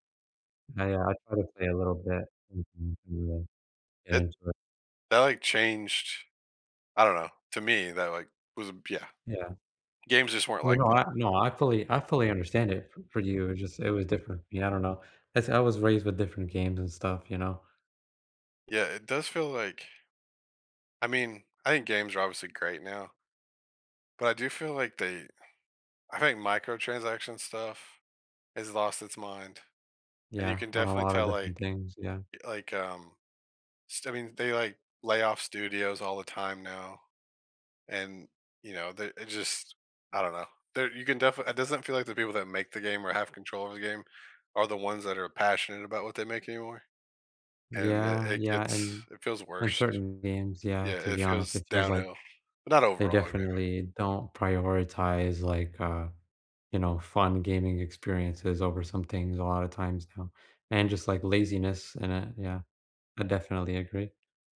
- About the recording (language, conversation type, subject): English, unstructured, Which video game worlds feel like your favorite escapes, and what about them comforts or inspires you?
- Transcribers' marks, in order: unintelligible speech; other background noise; tapping